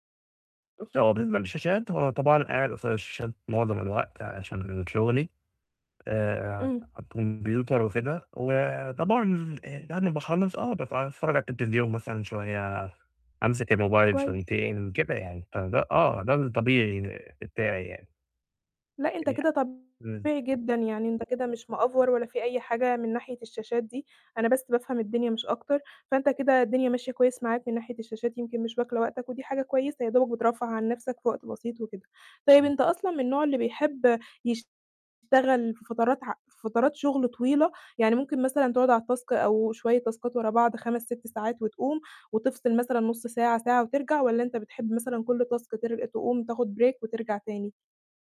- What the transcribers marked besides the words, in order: distorted speech; tapping; unintelligible speech; in English: "مأفور"; in English: "التاسك"; in English: "تاسكات"; in English: "تاسك"; in English: "break"
- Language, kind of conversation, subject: Arabic, advice, إزاي أعمل روتين لتجميع المهام عشان يوفّرلي وقت؟